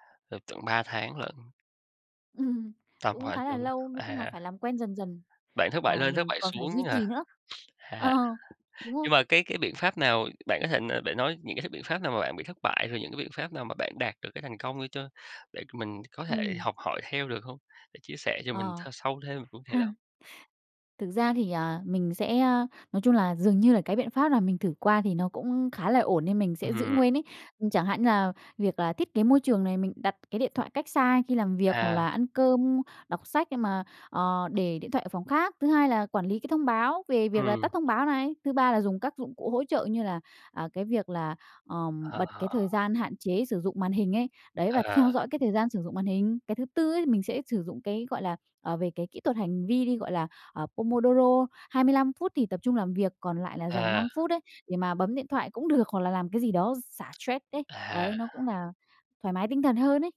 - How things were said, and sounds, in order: tapping; unintelligible speech; other background noise; sniff; laughing while speaking: "Ờ"; unintelligible speech; in English: "Pomodoro"
- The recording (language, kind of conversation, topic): Vietnamese, podcast, Bạn làm gì để hạn chế điện thoại thông minh làm bạn xao nhãng và phá vỡ kỷ luật của mình?